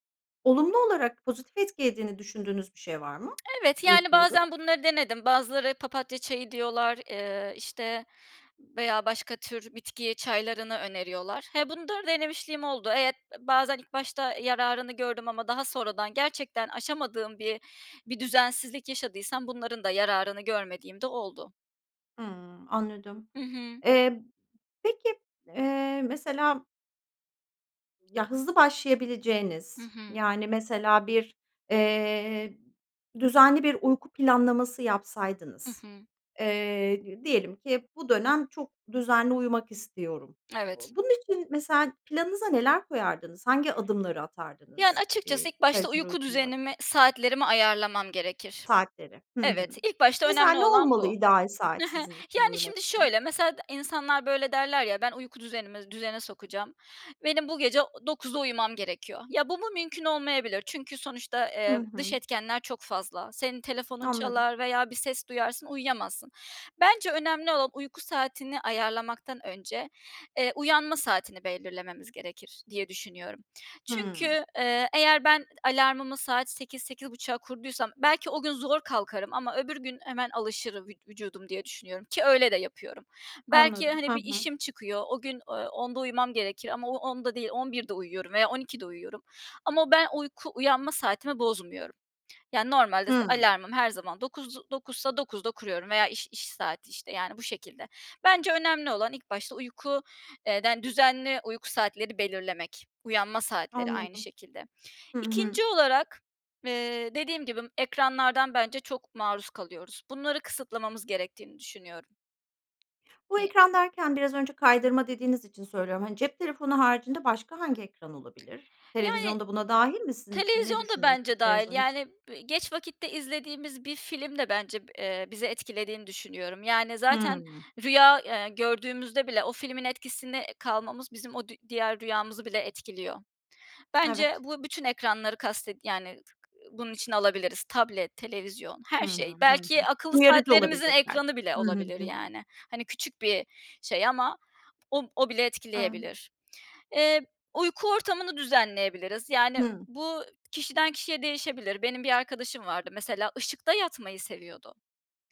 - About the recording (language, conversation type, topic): Turkish, podcast, Uyku düzenimi düzeltmenin kolay yolları nelerdir?
- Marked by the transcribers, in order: "etkilediğini" said as "etkiediğini"; tapping; "bunları" said as "bundarı"; other background noise; unintelligible speech; unintelligible speech; unintelligible speech; unintelligible speech